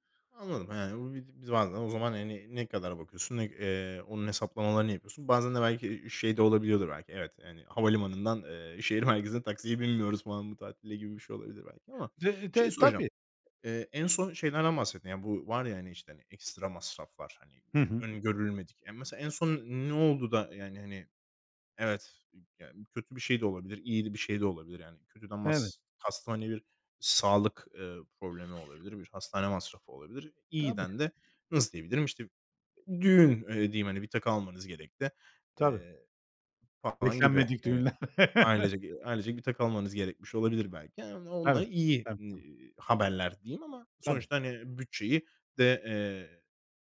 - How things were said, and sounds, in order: other background noise; laughing while speaking: "şehir merkezine"; chuckle; unintelligible speech
- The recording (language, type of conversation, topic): Turkish, podcast, Harcama ve birikim arasında dengeyi nasıl kuruyorsun?